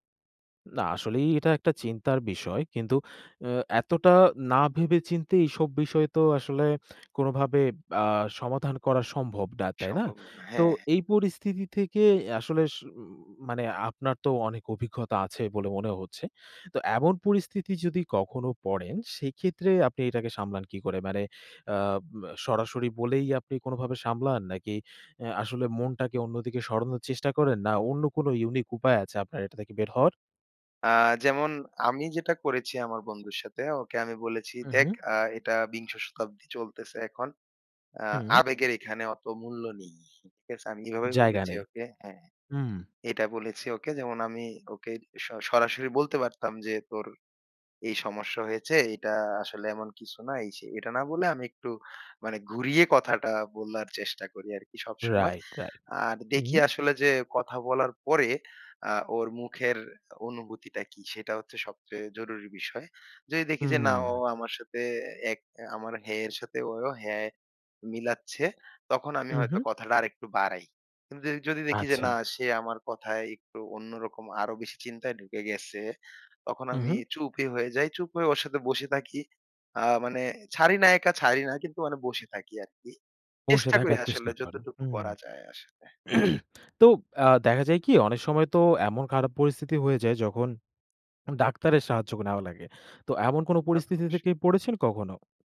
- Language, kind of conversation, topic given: Bengali, podcast, আপনি কীভাবে একাকীত্ব কাটাতে কাউকে সাহায্য করবেন?
- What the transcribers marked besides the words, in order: throat clearing